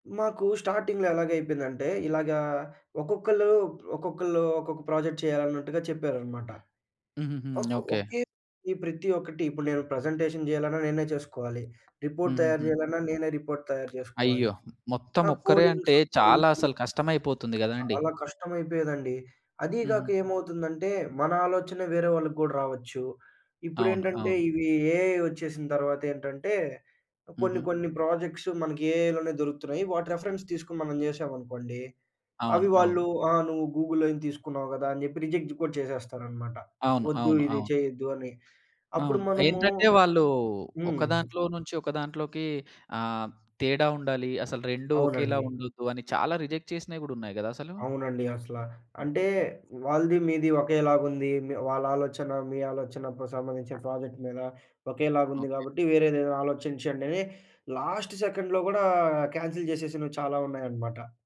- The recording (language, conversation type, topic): Telugu, podcast, మీరు కలిసి పని చేసిన ఉత్తమ అనుభవం గురించి చెప్పగలరా?
- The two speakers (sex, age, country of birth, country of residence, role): male, 20-24, India, India, guest; male, 25-29, India, India, host
- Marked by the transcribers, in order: in English: "స్టార్టింగ్‌లో"; in English: "ప్రాజెక్ట్"; other background noise; in English: "ప్రజెంటేషన్"; tapping; in English: "రిపోర్ట్"; in English: "కోడింగ్ సమ్ రీజనింగ్"; in English: "ఏఐ"; in English: "ప్రాజెక్ట్స్"; in English: "ఏఐలోనే"; in English: "రిఫరెన్స్"; in English: "గూగుల్‌లోంచి"; in English: "రిజెక్ట్"; in English: "రిజెక్ట్"; in English: "ప్రాజెక్ట్"; in English: "లాస్ట్ సెకండ్‌లో"; in English: "కాన్సెల్"